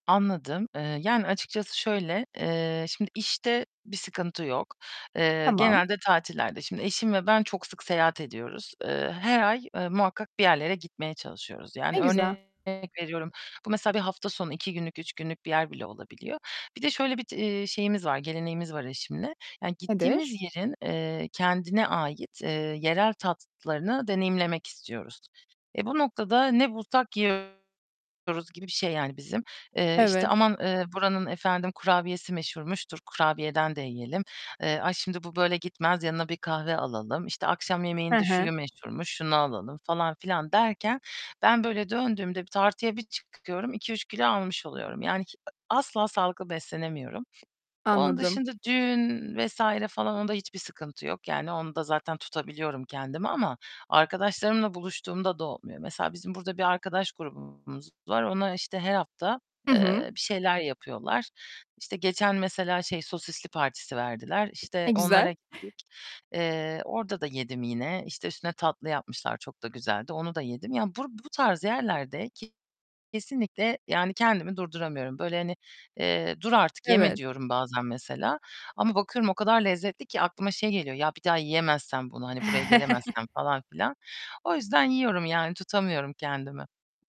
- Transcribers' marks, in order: tapping; distorted speech; other background noise; chuckle
- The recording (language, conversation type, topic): Turkish, advice, Seyahatlerde veya sosyal etkinliklerde sağlıklı beslenmeyi sürdürmekte neden zorlanıyorsun?